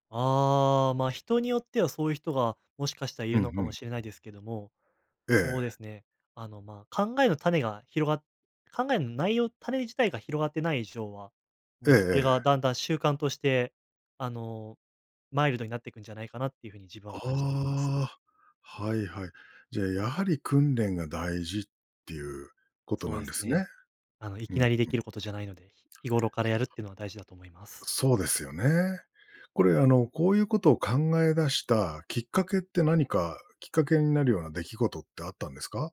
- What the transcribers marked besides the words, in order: tapping; unintelligible speech
- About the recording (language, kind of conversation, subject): Japanese, podcast, 不安なときにできる練習にはどんなものがありますか？